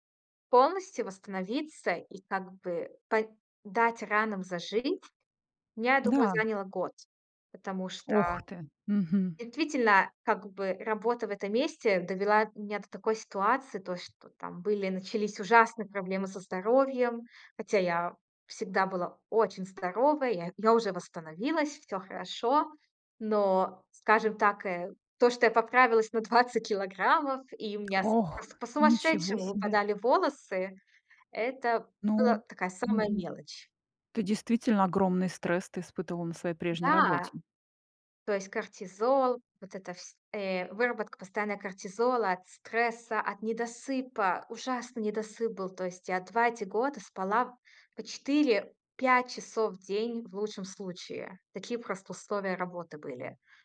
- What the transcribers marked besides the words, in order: other background noise; tapping; surprised: "Ох!"; other noise
- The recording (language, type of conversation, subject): Russian, podcast, Как понять, что пора менять работу?